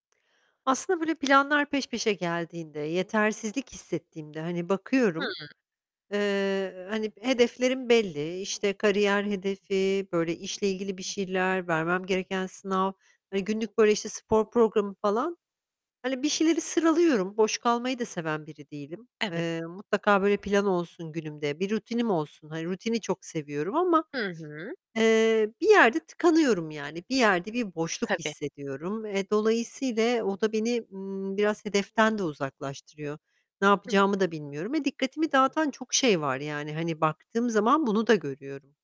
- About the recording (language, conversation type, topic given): Turkish, advice, Günlük rutinini ve çalışma planını sürdürmekte zorlanmana ve verimliliğinin iniş çıkışlı olmasına neler sebep oluyor?
- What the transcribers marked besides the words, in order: distorted speech; other background noise; "dolayısıyla" said as "dolayısiyle"